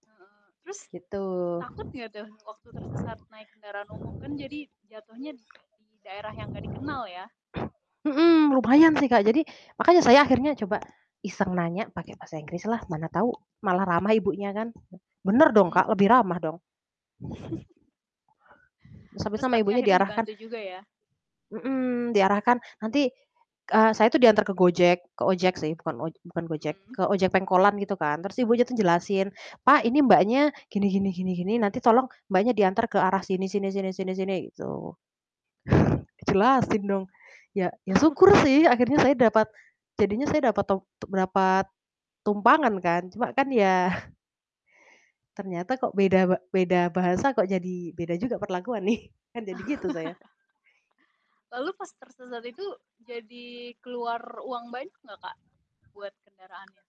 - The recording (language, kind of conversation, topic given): Indonesian, podcast, Pernah nggak kamu tersesat saat jalan-jalan, dan bagaimana ceritanya?
- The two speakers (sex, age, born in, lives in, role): female, 25-29, Indonesia, Indonesia, guest; female, 25-29, Indonesia, Indonesia, host
- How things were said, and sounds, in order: tapping; other background noise; distorted speech; chuckle; chuckle; laughing while speaking: "Oh"; "dapat" said as "brapat"; chuckle; laughing while speaking: "nih"; chuckle; background speech